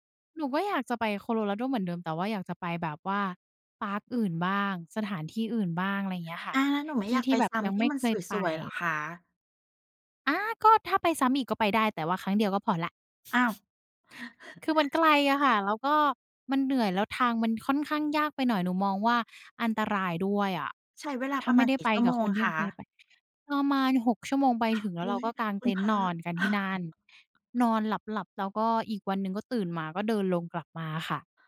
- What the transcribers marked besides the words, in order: chuckle
- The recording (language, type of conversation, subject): Thai, podcast, คุณช่วยเล่าประสบการณ์การเดินป่าที่คุณชอบที่สุดให้ฟังหน่อยได้ไหม?